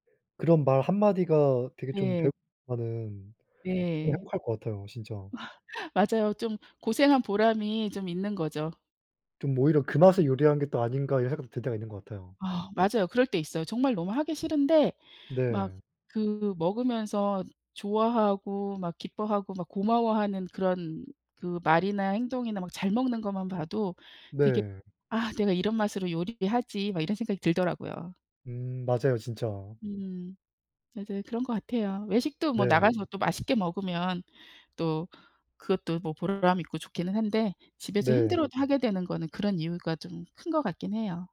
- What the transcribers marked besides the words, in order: unintelligible speech; laugh
- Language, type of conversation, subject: Korean, unstructured, 집에서 요리해 먹는 것과 외식하는 것 중 어느 쪽이 더 좋으신가요?